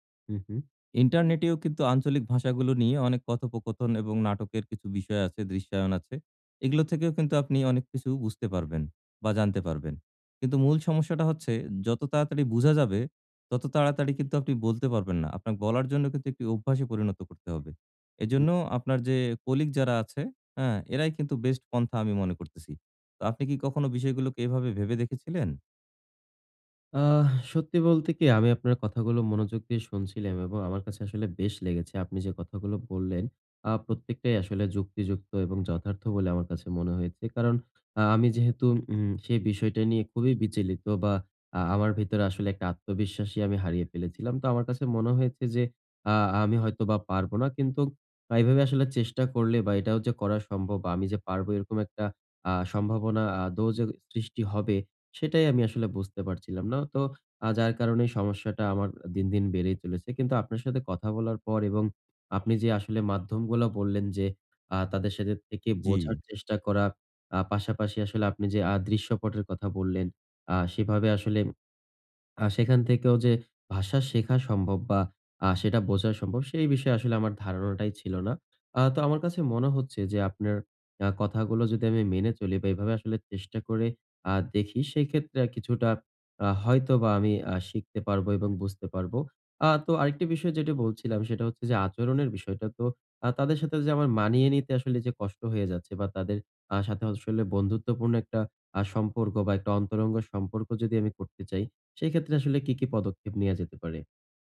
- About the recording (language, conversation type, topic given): Bengali, advice, নতুন সমাজে ভাষা ও আচরণে আত্মবিশ্বাস কীভাবে পাব?
- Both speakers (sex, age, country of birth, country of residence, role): male, 20-24, Bangladesh, Bangladesh, user; male, 40-44, Bangladesh, Bangladesh, advisor
- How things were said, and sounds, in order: sad: "আহ!"; horn; swallow